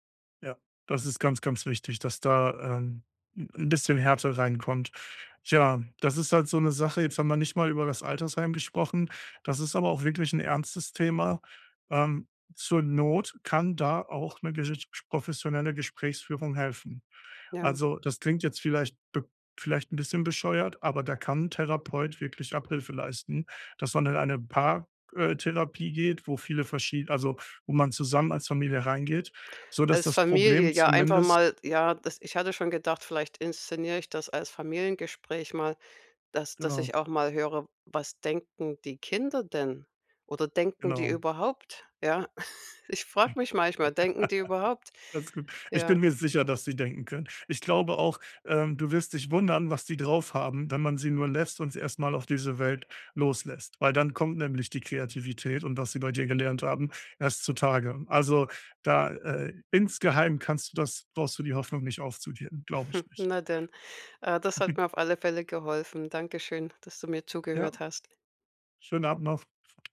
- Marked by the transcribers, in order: chuckle; laugh; chuckle; other background noise
- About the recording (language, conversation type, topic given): German, advice, Wie kann ich tiefere Gespräche beginnen, ohne dass sich die andere Person unter Druck gesetzt fühlt?